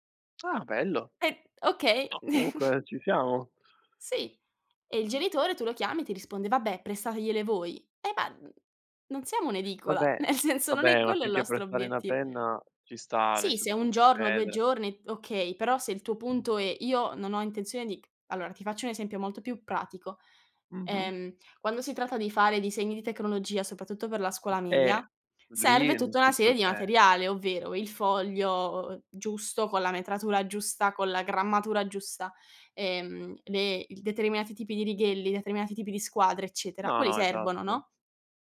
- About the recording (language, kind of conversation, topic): Italian, unstructured, Come gestisci lo stress nella tua vita quotidiana?
- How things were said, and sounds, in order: chuckle; other background noise; laughing while speaking: "nel senso"